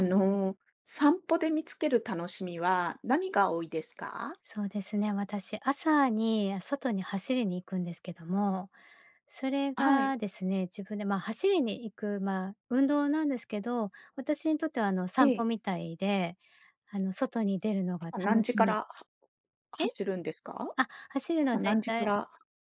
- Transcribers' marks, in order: none
- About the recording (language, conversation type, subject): Japanese, podcast, 散歩中に見つけてうれしいものは、どんなものが多いですか？